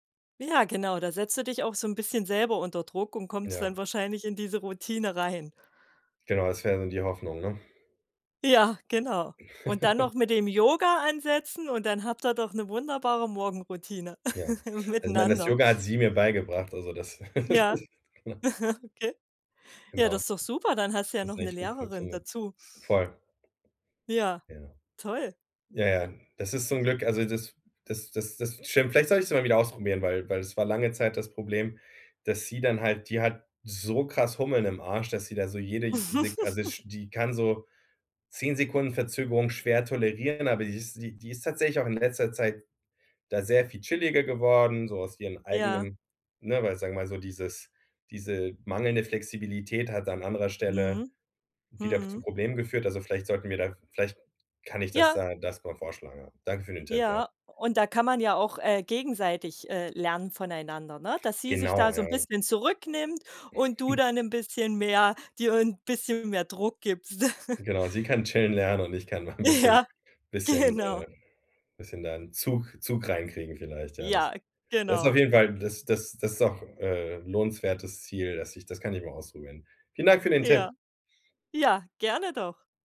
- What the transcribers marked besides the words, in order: chuckle; chuckle; chuckle; other background noise; chuckle; chuckle; chuckle; laughing while speaking: "Ja, genau"; laughing while speaking: "mal"
- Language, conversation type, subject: German, advice, Warum klappt deine Morgenroutine nie pünktlich?